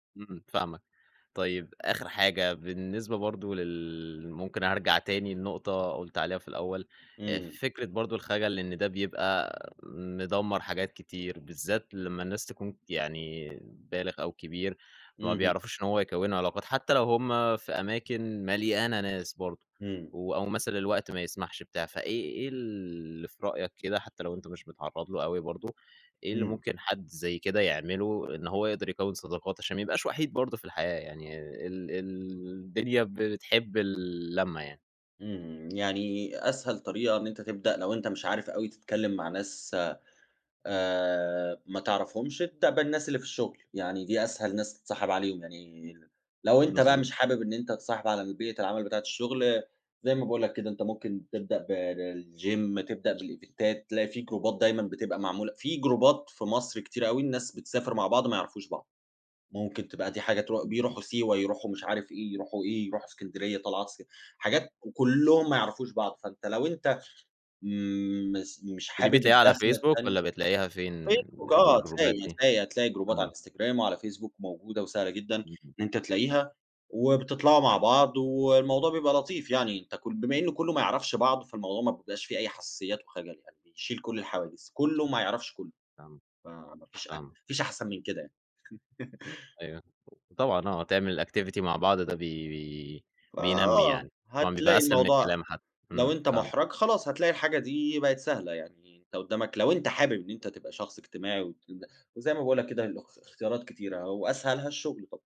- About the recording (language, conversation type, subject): Arabic, podcast, إزاي تقدر تكوّن صداقات جديدة وإنت كبير؟
- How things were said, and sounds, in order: in English: "بالgym"; in English: "بالإيڤنتات"; in English: "جروبات"; in English: "جروبات"; unintelligible speech; in English: "الجروبات"; unintelligible speech; other background noise; laugh; in English: "activity"; tapping